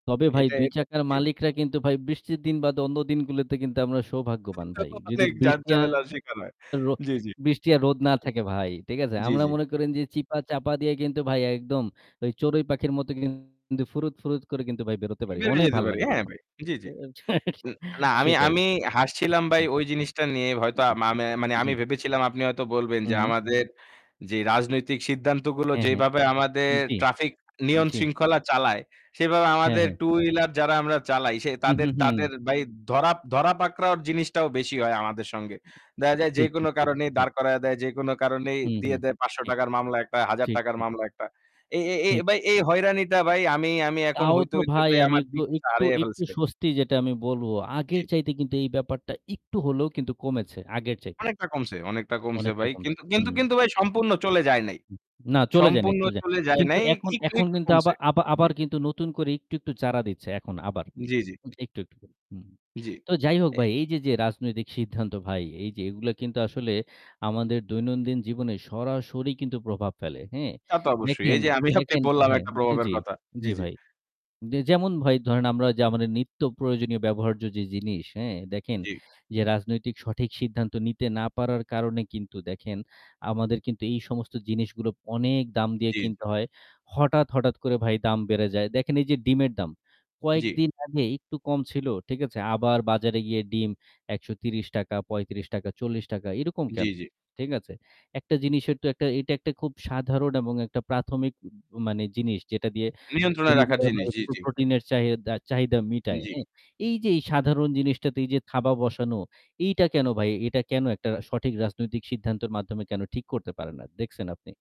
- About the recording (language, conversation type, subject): Bengali, unstructured, সাম্প্রতিক রাজনৈতিক সিদ্ধান্তগুলো আপনার জীবনে কী প্রভাব ফেলেছে?
- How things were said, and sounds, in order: unintelligible speech; laughing while speaking: "অনেক ঝাঁজঝামেলা শেখা হয়"; distorted speech; "ভাই" said as "বাই"; other background noise; chuckle; unintelligible speech; "ভাই" said as "বাই"; "ভাই" said as "বাই"; "ভাই" said as "বাই"; "ভাই" said as "বাই"; laughing while speaking: "আমি আপনি বললাম"; "প্রভাবের" said as "প্রবাবের"